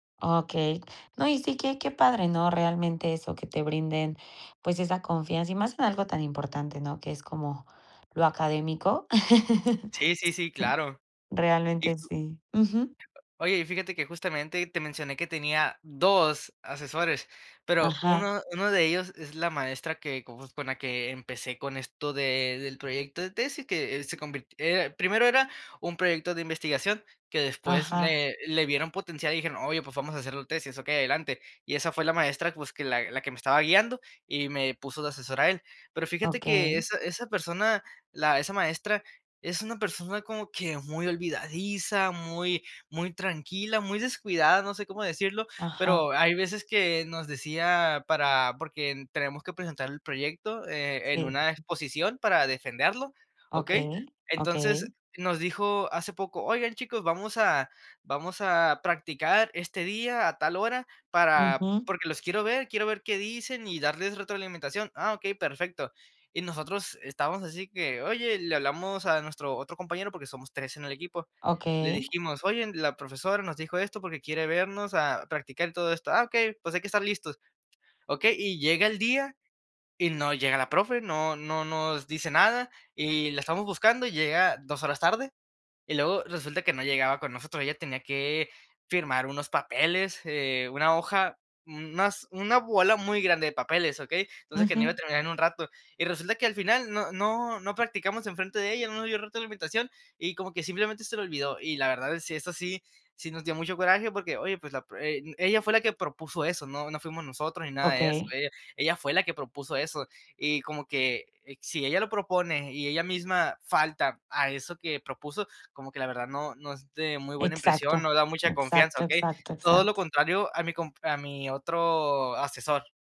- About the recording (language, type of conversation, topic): Spanish, podcast, ¿Qué papel juega la confianza en una relación de mentoría?
- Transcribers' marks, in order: unintelligible speech; other noise; chuckle; tapping